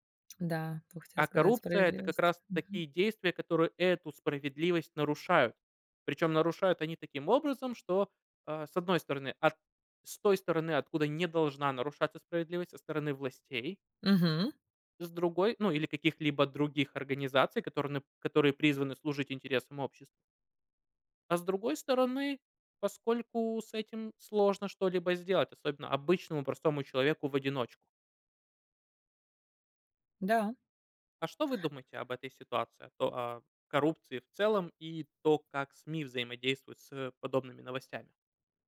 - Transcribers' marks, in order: tapping; other background noise
- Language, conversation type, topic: Russian, unstructured, Как вы думаете, почему коррупция так часто обсуждается в СМИ?